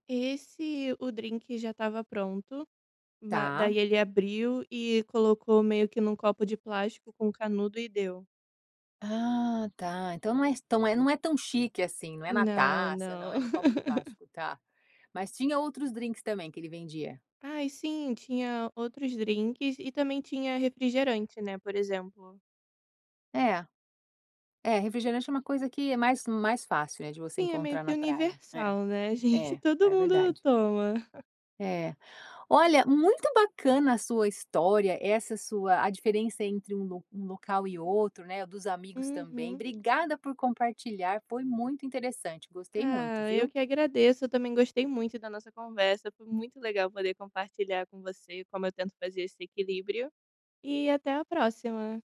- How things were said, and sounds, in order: laugh
- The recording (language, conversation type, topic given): Portuguese, podcast, Como equilibrar o tempo entre amigos online e offline?